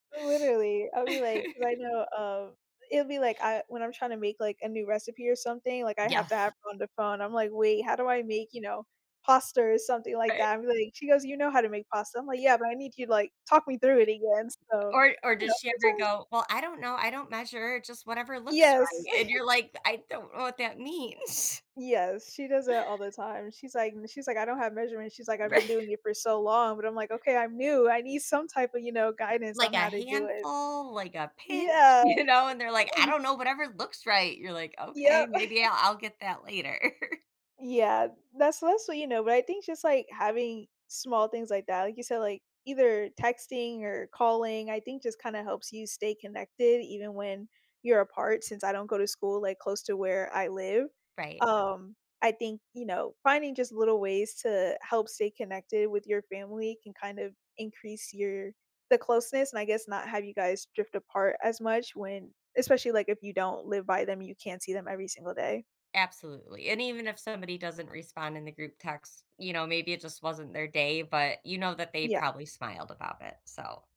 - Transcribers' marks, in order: chuckle; other background noise; chuckle; laughing while speaking: "means"; laughing while speaking: "Righ"; laughing while speaking: "you know?"; chuckle; chuckle
- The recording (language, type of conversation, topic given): English, unstructured, How do family traditions and shared moments create a sense of belonging?
- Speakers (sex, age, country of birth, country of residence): female, 20-24, United States, United States; female, 45-49, United States, United States